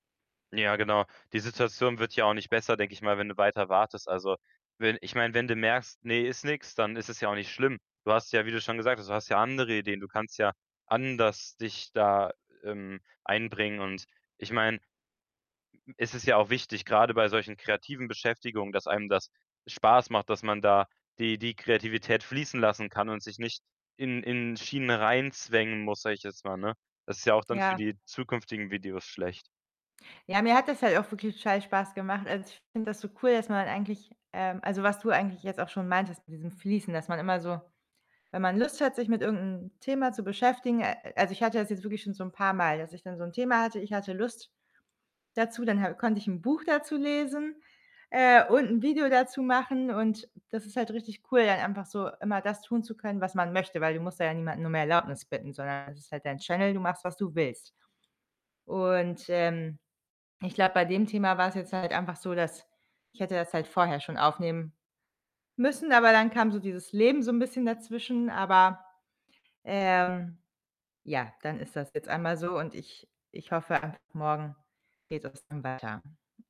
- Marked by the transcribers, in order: other background noise; tapping; other noise; static; distorted speech
- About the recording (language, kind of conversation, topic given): German, advice, Wie kann ich meinen Perfektionismus loslassen, um besser zu entspannen und mich zu erholen?